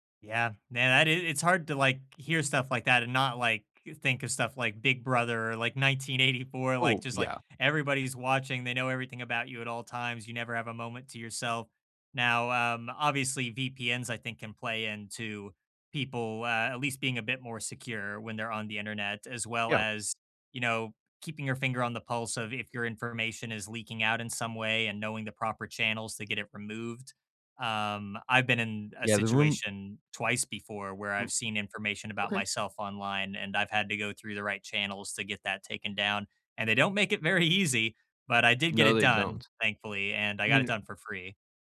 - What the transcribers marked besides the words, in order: laughing while speaking: "nineteen eighty four"; tapping; laughing while speaking: "very easy"
- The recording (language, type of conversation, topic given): English, unstructured, How do you feel about ads tracking what you do online?